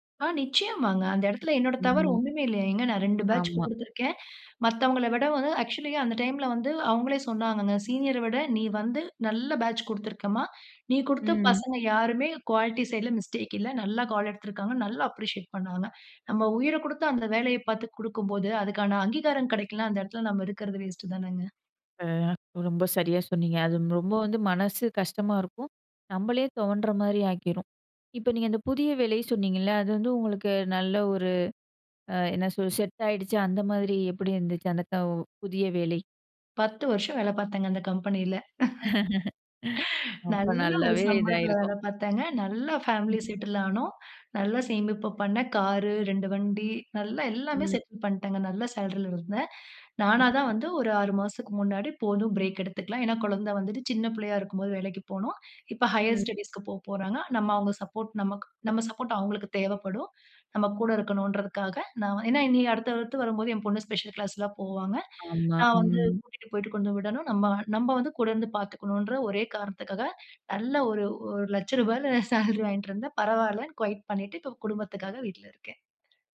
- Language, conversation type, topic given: Tamil, podcast, நீங்கள் வாழ்க்கையின் நோக்கத்தை எப்படிக் கண்டுபிடித்தீர்கள்?
- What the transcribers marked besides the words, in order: inhale; in English: "ஆக்ஸூலி"; inhale; in English: "குவாலிட்டி"; in English: "மிஸ்டேக்கே"; in English: "அப்ரிஷியேட்"; inhale; other background noise; "சொல்ல" said as "சொல்"; chuckle; inhale; laugh; inhale; inhale; in English: "ஹையர் ஸ்டடீஸ்க்கு"; inhale; inhale; in English: "கொயட்"; tapping